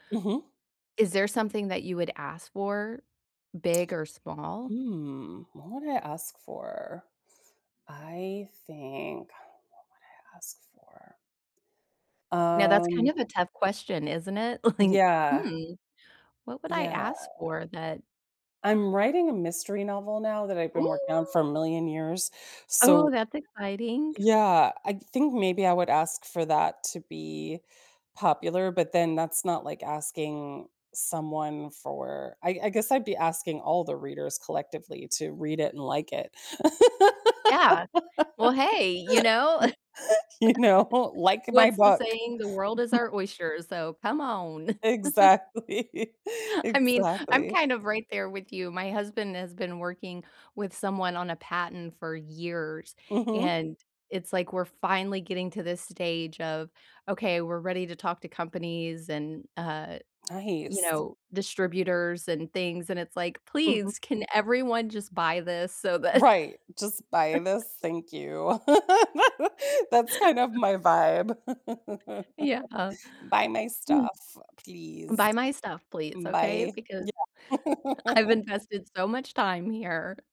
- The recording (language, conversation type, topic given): English, unstructured, How can I build confidence to ask for what I want?
- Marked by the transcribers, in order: laughing while speaking: "Like"; laugh; laugh; laughing while speaking: "You know?"; chuckle; tapping; laughing while speaking: "Exactly"; laughing while speaking: "that"; chuckle; laugh; other noise; laugh; laugh